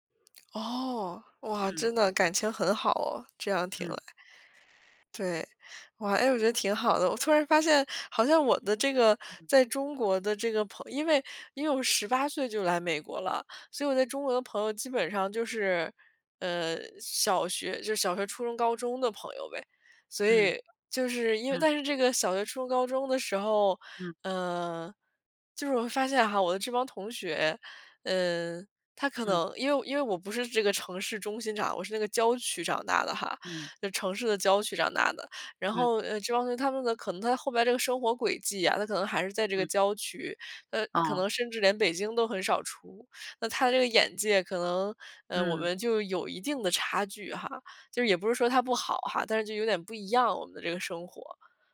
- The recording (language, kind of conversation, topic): Chinese, unstructured, 朋友之间如何保持长久的友谊？
- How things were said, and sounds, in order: none